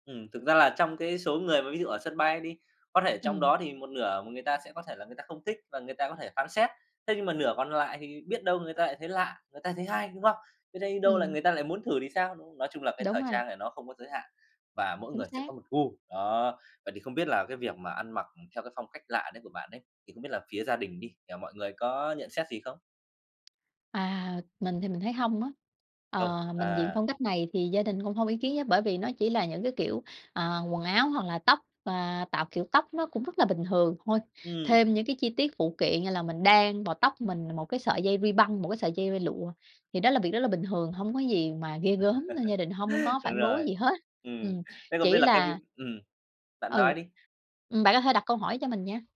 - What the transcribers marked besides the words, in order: tapping; laugh
- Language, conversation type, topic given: Vietnamese, podcast, Bạn xử lý ra sao khi bị phán xét vì phong cách khác lạ?